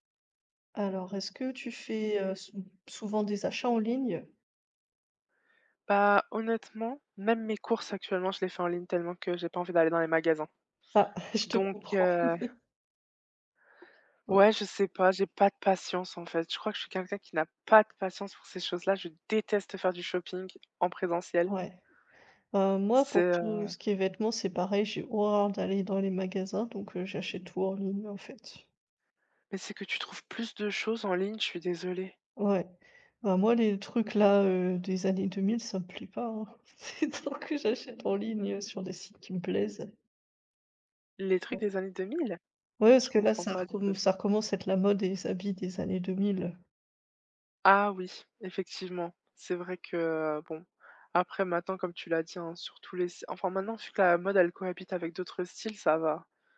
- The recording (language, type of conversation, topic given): French, unstructured, Quelle est votre relation avec les achats en ligne et quel est leur impact sur vos habitudes ?
- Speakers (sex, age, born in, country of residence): female, 25-29, France, France; female, 30-34, France, Germany
- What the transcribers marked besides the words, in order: chuckle; unintelligible speech; stressed: "pas"; stressed: "déteste"; chuckle; laughing while speaking: "Tant que j'achète en ligne"; unintelligible speech